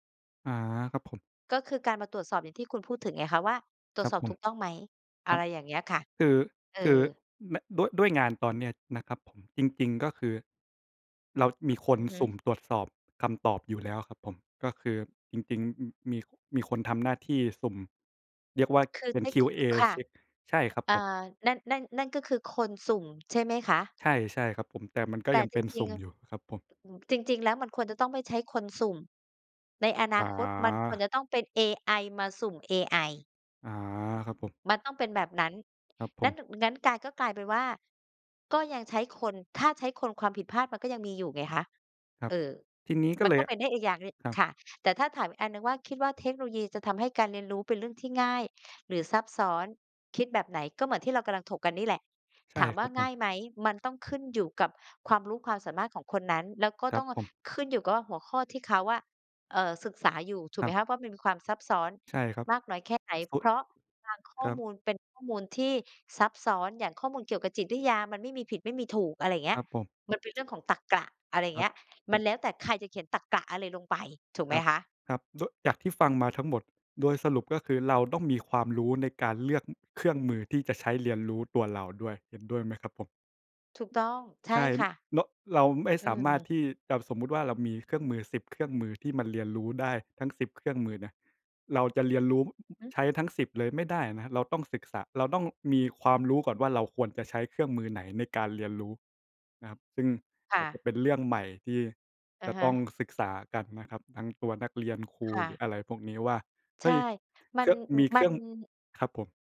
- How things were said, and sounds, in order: tapping; other background noise
- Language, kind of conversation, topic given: Thai, unstructured, คุณคิดว่าอนาคตของการเรียนรู้จะเป็นอย่างไรเมื่อเทคโนโลยีเข้ามามีบทบาทมากขึ้น?